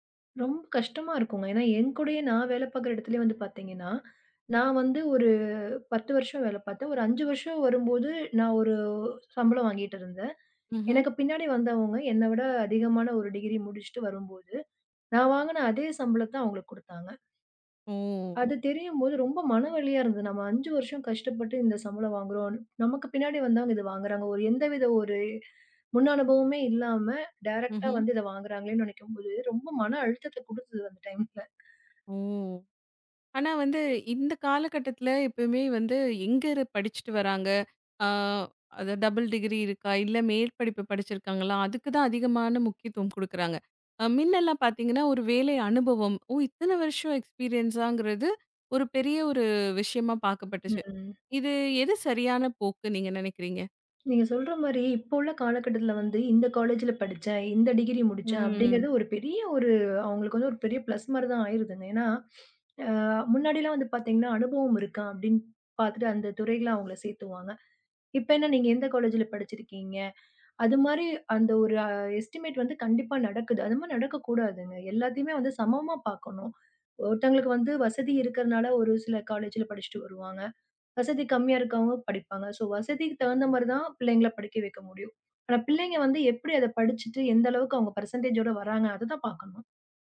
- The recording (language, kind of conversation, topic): Tamil, podcast, சம்பளமும் வேலைத் திருப்தியும்—இவற்றில் எதற்கு நீங்கள் முன்னுரிமை அளிக்கிறீர்கள்?
- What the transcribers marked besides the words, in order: drawn out: "ஓ"; in English: "டைரக்ட்டா"; in English: "டைம்ல"; in English: "டபுள் டிகிரி"; "முன்ன" said as "மின்ன"; in English: "எக்ஸ்பீரியன்ஸாங்கறது"; other noise; drawn out: "ம்"; in English: "பிளஸ்"; sniff; sniff; in English: "எஸ்ட்டிமேட்"; in English: "சோ"; in English: "பர்சென்டேஜ்"